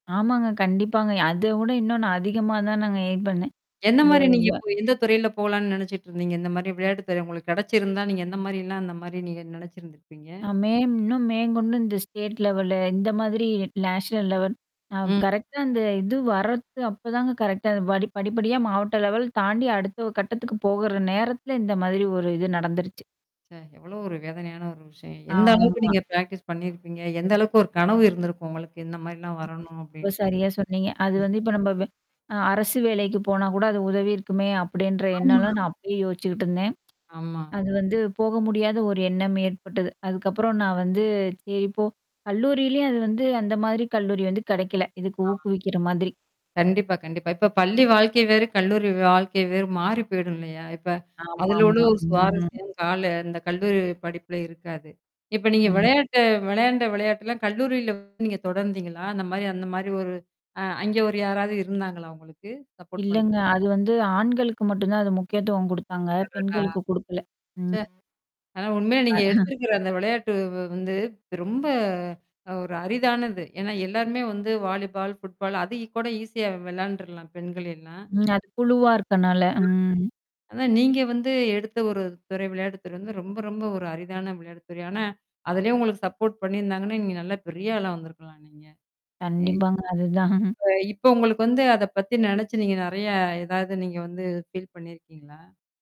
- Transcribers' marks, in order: static; in English: "எயிம்"; "மேற்கொண்டு" said as "மேங்கொண்டு"; in English: "ஸ்டேட் லெவலு"; in English: "நேஷனல் லெவல்"; in English: "கரெக்ட்டா"; in English: "லெவல்"; in English: "பிரக்டிஸ்"; unintelligible speech; unintelligible speech; distorted speech; in English: "சப்போர்ட்"; mechanical hum; chuckle; in English: "வாலிபால், ஃபுட்பால்"; in English: "ஈஸியா"; unintelligible speech; in English: "சப்போர்ட்"; other noise; chuckle; in English: "ஃபீல்"
- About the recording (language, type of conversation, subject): Tamil, podcast, பள்ளிக்கால அனுபவங்கள் உங்களுக்கு என்ன கற்றுத்தந்தன?